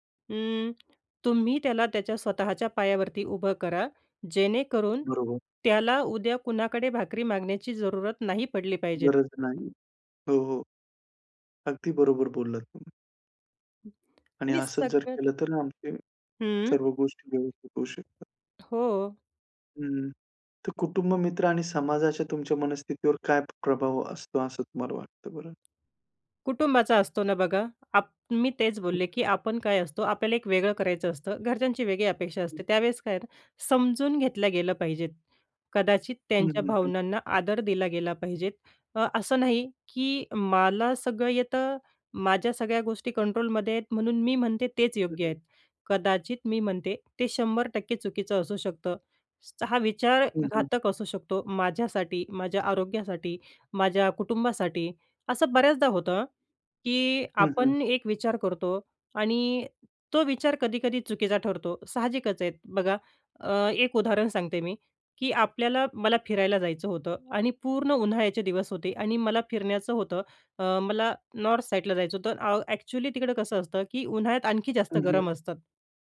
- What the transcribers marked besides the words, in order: in Hindi: "जरुरत"; other background noise; tongue click
- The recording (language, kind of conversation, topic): Marathi, podcast, मनःस्थिती टिकवण्यासाठी तुम्ही काय करता?